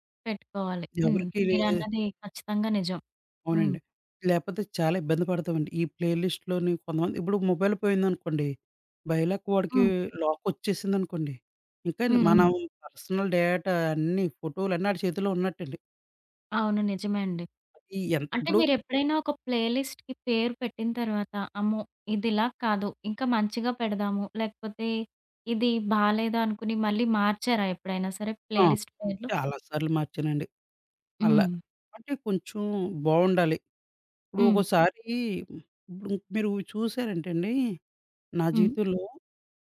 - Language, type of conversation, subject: Telugu, podcast, ప్లేలిస్టుకు పేరు పెట్టేటప్పుడు మీరు ఏ పద్ధతిని అనుసరిస్తారు?
- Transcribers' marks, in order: in English: "ప్లే లిస్ట్‌లోని"; in English: "మొబైల్"; in English: "బై లక్"; other background noise; in English: "పర్సనల్ డేటా"; in English: "ప్లే లిస్ట్‌కి"; in English: "ప్లే లిస్ట్"